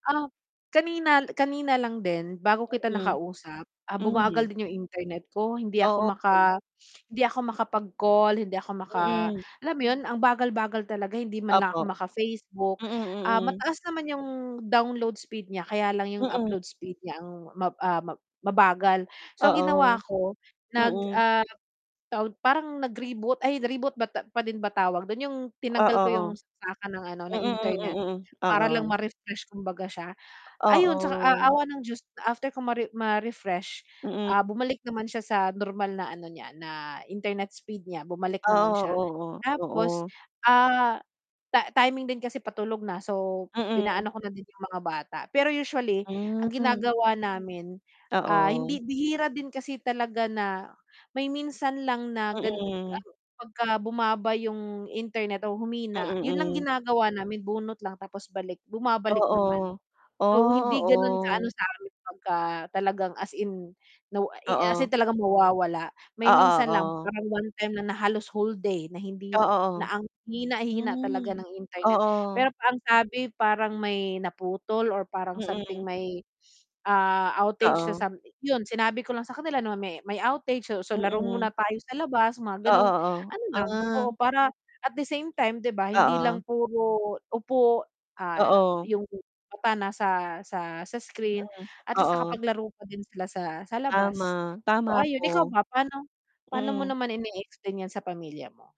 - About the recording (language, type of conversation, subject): Filipino, unstructured, Paano ka naaapektuhan kapag bumabagal ang internet sa bahay ninyo?
- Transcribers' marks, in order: static; distorted speech; other background noise; tapping